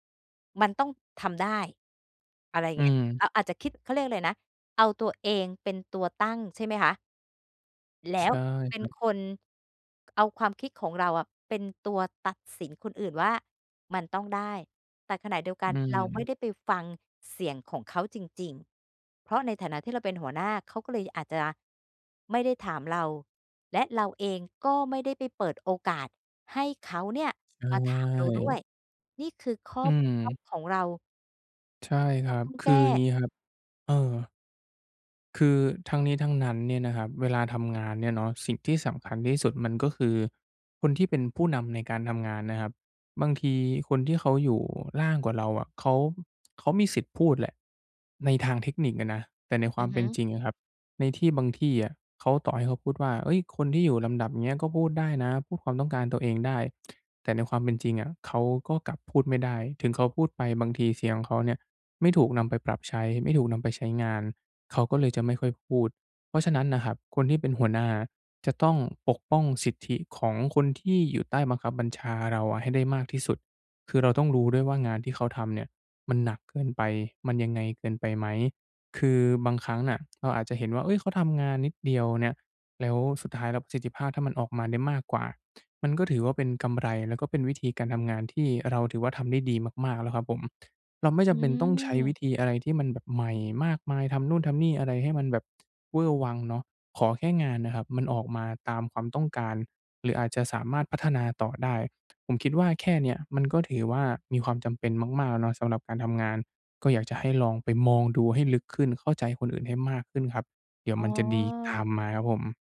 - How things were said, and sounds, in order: background speech; tsk; tsk
- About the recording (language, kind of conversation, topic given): Thai, advice, จะทำอย่างไรให้คนในองค์กรเห็นความสำเร็จและผลงานของฉันมากขึ้น?